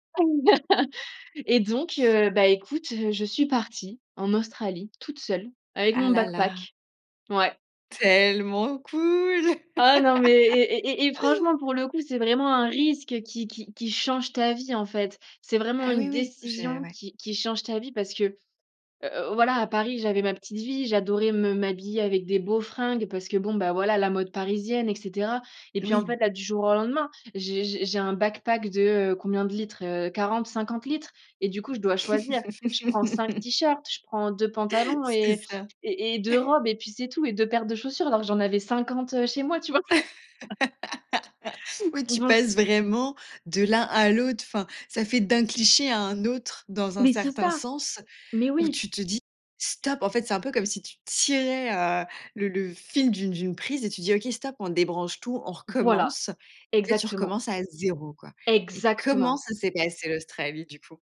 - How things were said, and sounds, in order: chuckle; in English: "backpack"; laugh; in English: "backpack"; laugh; chuckle; laugh; chuckle; unintelligible speech
- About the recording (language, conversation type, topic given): French, podcast, Quand as-tu pris un risque qui a fini par payer ?